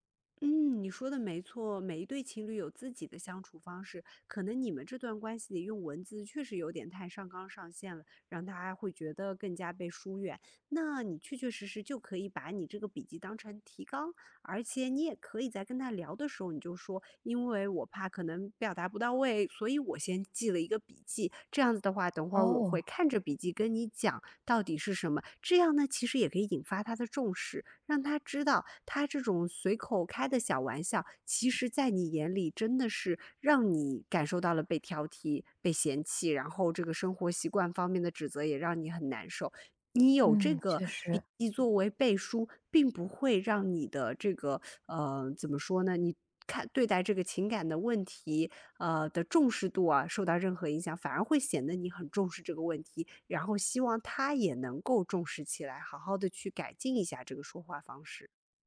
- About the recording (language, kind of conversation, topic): Chinese, advice, 当伴侣经常挑剔你的生活习惯让你感到受伤时，你该怎么沟通和处理？
- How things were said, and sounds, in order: other background noise; teeth sucking